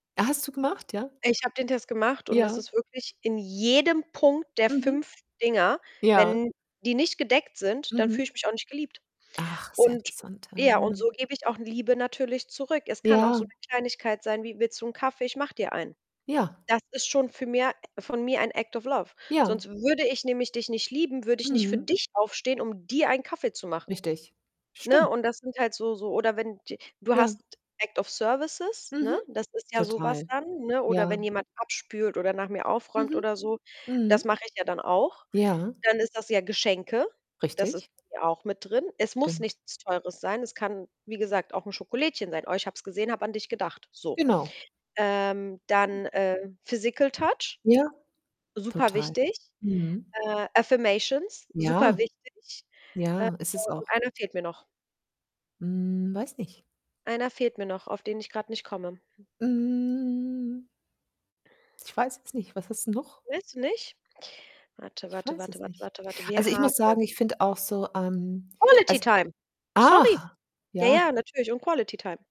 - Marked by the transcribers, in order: stressed: "jedem"; distorted speech; in English: "Act of Love"; stressed: "dir"; in English: "Act of Services"; unintelligible speech; unintelligible speech; in English: "Physical Touch"; in English: "Affirmations"; drawn out: "Hm"; drawn out: "Hm"; in English: "Quality Time"; surprised: "ach!"; in English: "Quality Time"
- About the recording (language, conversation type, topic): German, unstructured, Wie drückst du dich am liebsten aus?